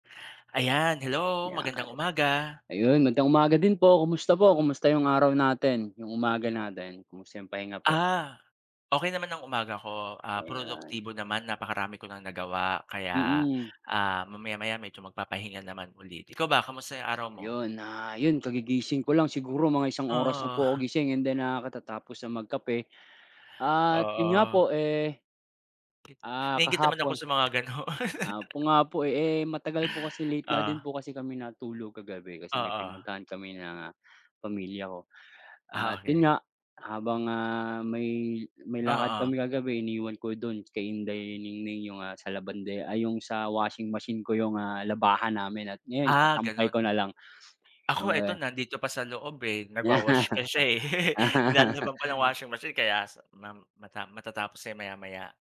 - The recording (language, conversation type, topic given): Filipino, unstructured, Paano dapat tugunan ang korapsyon sa pamahalaan?
- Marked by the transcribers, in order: chuckle; laugh; chuckle